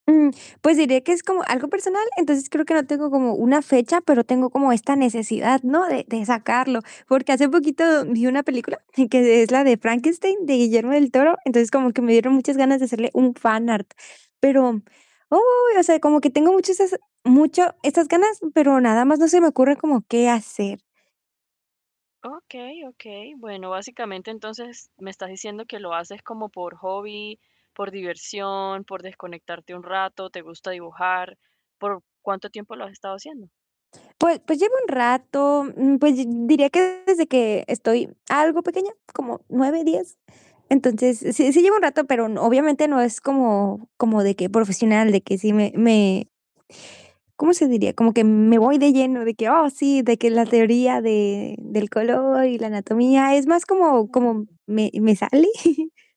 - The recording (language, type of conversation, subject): Spanish, advice, ¿Cómo puedo cambiar mi espacio para estimular mi imaginación?
- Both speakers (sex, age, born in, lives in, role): female, 20-24, Mexico, Mexico, user; female, 30-34, Venezuela, United States, advisor
- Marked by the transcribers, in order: chuckle; static; other background noise; distorted speech; unintelligible speech; chuckle